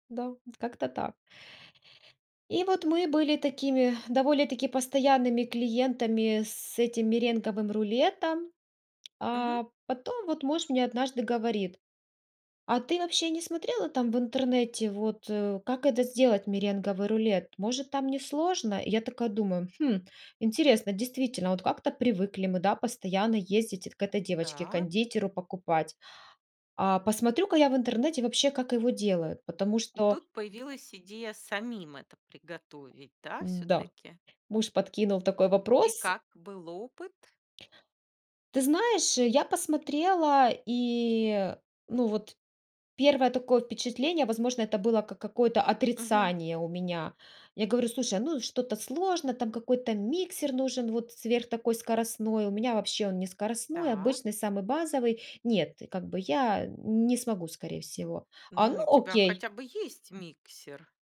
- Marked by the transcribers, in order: tapping; other background noise
- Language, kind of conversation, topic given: Russian, podcast, Какое у вас самое тёплое кулинарное воспоминание?